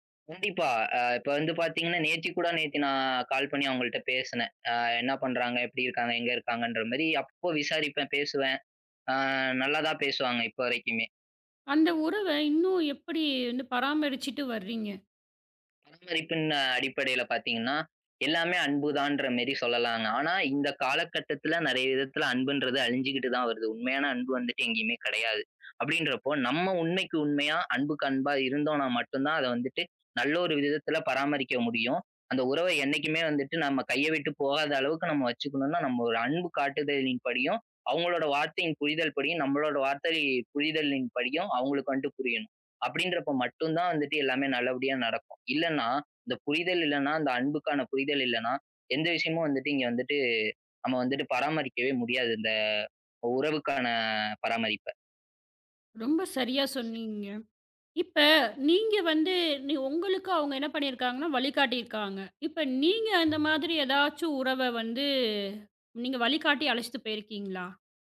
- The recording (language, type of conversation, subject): Tamil, podcast, தொடரும் வழிகாட்டல் உறவை எப்படிச் சிறப்பாகப் பராமரிப்பீர்கள்?
- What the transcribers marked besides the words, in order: none